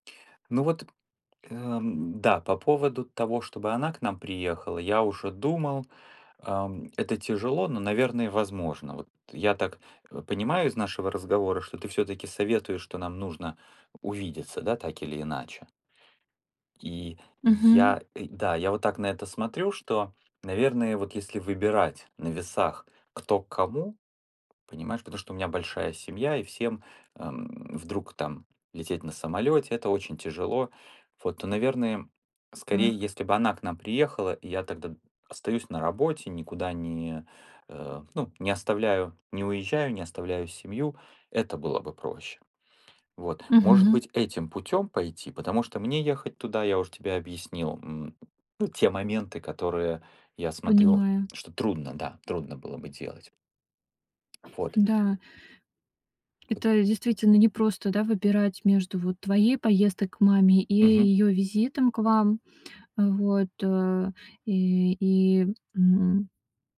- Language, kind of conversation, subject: Russian, advice, Как справляться с уходом за пожилым родственником, если неизвестно, как долго это продлится?
- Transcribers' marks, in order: tapping; other background noise; other noise